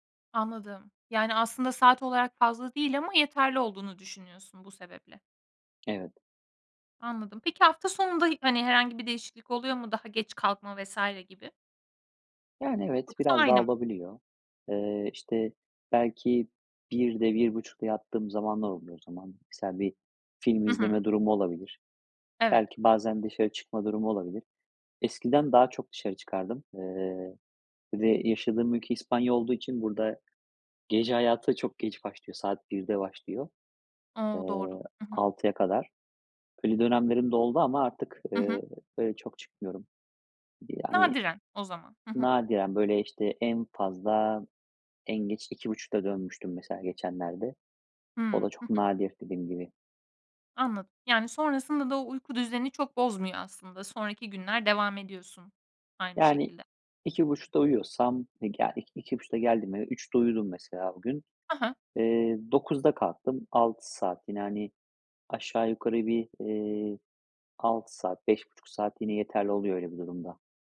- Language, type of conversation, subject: Turkish, podcast, Uyku düzeninin zihinsel sağlığa etkileri nelerdir?
- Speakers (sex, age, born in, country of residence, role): female, 25-29, Turkey, Estonia, host; male, 35-39, Turkey, Spain, guest
- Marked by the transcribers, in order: tapping